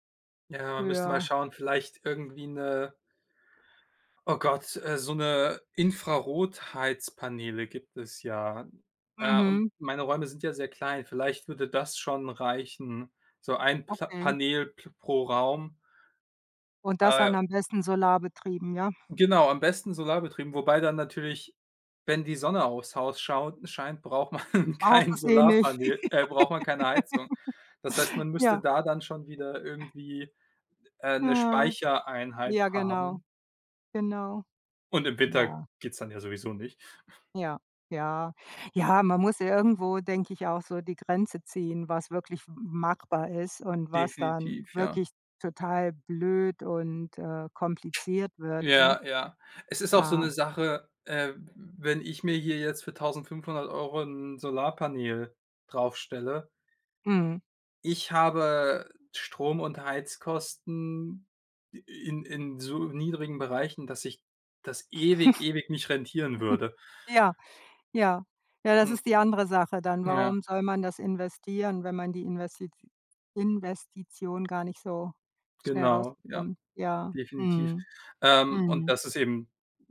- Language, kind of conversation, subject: German, unstructured, Wie kann jede und jeder im Alltag die Umwelt besser schützen?
- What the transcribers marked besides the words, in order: laughing while speaking: "man kein"; laugh; other noise; snort; other background noise; chuckle